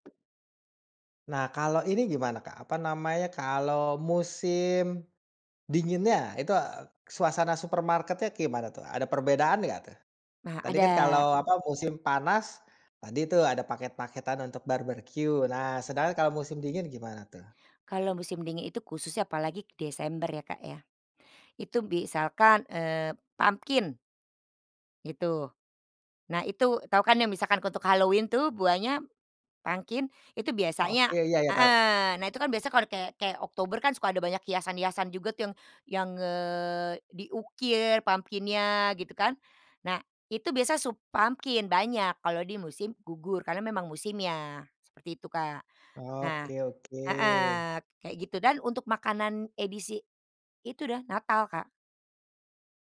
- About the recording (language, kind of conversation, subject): Indonesian, podcast, Bagaimana musim memengaruhi makanan dan hasil panen di rumahmu?
- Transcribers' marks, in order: tapping; other background noise; "barbeque" said as "barberqiu"; in English: "pumpkin"; in English: "pumpkin"; in English: "pumpkin-nya"; in English: "pumpkin"; drawn out: "oke"